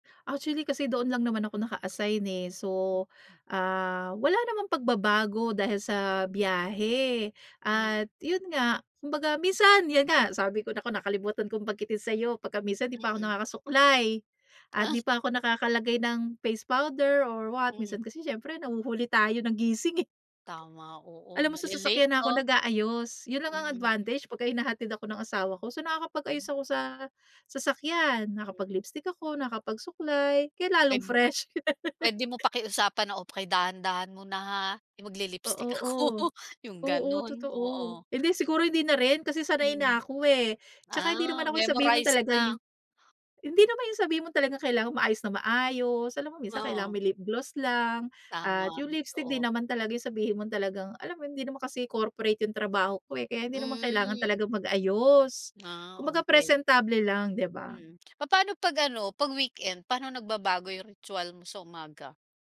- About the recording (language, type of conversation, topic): Filipino, podcast, Puwede mo bang ikuwento ang paborito mong munting ritwal tuwing umaga?
- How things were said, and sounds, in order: chuckle; laugh; chuckle; tapping